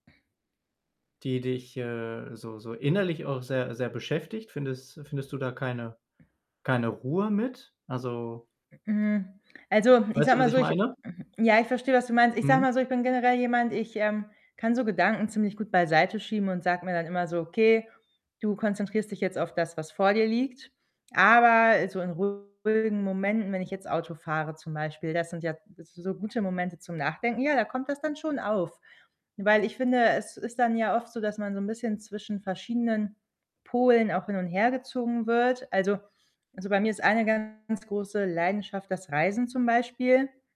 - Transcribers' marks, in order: other background noise; distorted speech
- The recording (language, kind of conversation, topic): German, advice, Wie möchte ich in Erinnerung bleiben und was gibt meinem Leben Sinn?